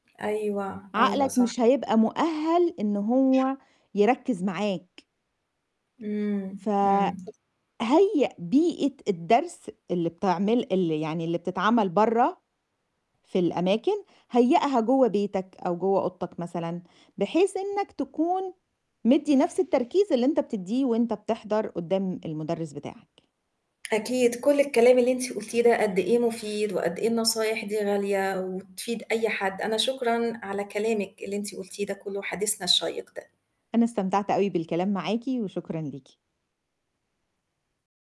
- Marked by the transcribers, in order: static; other background noise; tapping
- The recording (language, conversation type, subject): Arabic, podcast, احكيلنا عن تجربتك في التعلّم أونلاين، كانت عاملة إيه؟